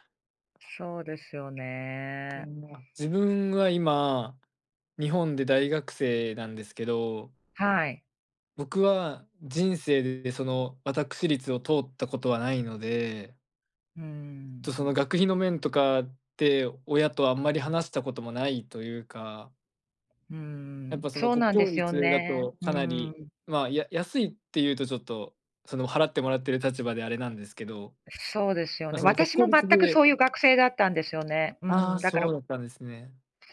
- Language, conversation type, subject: Japanese, advice, 家族と価値観が違って孤立を感じているのはなぜですか？
- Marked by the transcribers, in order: other background noise; tapping